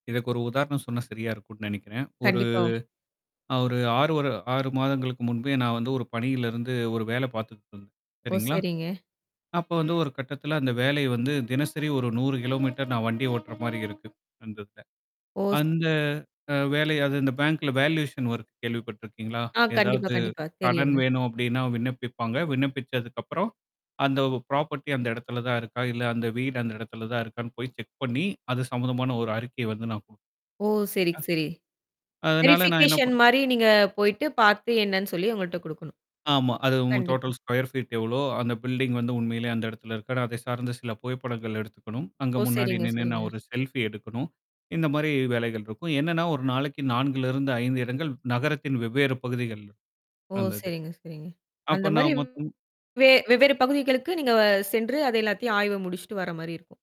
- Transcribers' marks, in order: static; drawn out: "ஒரு"; distorted speech; horn; in English: "பேங்கல வேலுயேசன் வொர்க்கு"; other noise; in English: "ப்ராபர்ட்டி"; in English: "செக்"; in English: "வெரிஃபிகேஷன்"; in English: "டோட்டல் ஸ்கொயர் ஃ பீட்"; in English: "பில்டிங்"; in English: "செல்ஃபி"
- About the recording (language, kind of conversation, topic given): Tamil, podcast, மனஅழுத்தத்தை சமாளிக்க தினமும் நீங்கள் பின்பற்றும் எந்த நடைமுறை உங்களுக்கு உதவுகிறது?